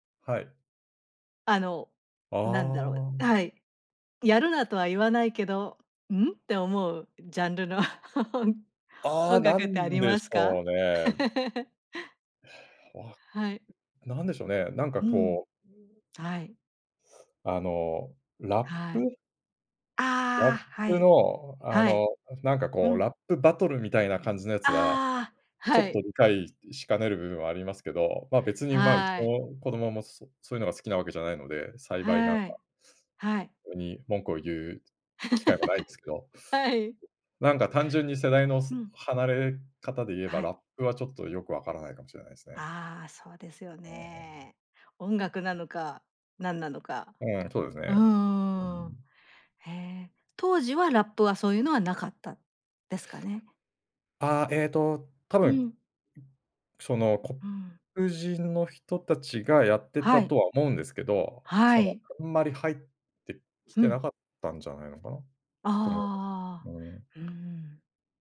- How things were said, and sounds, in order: laughing while speaking: "ジャンルの"; laugh; laugh; other noise; laugh
- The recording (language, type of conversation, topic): Japanese, podcast, 親や家族の音楽の影響を感じることはありますか？